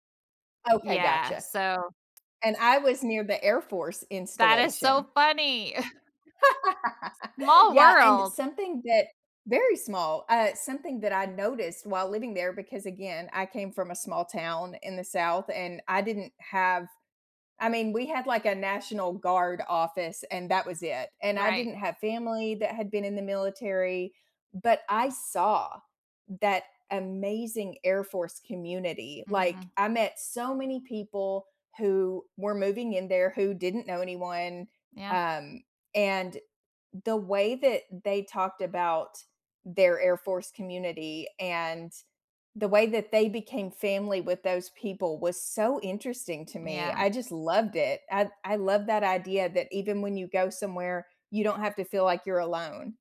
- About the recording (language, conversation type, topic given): English, unstructured, How has your view of your community changed over time?
- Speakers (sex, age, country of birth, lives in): female, 40-44, United States, United States; female, 50-54, United States, United States
- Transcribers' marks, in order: tapping; chuckle; laugh